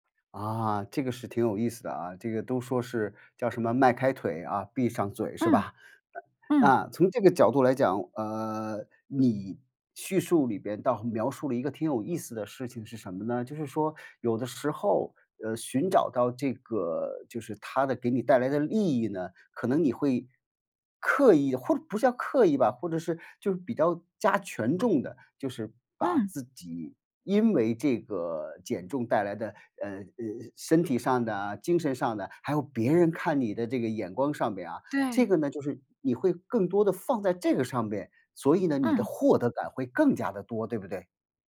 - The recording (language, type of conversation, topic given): Chinese, podcast, 你觉得让你坚持下去的最大动力是什么？
- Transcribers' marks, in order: none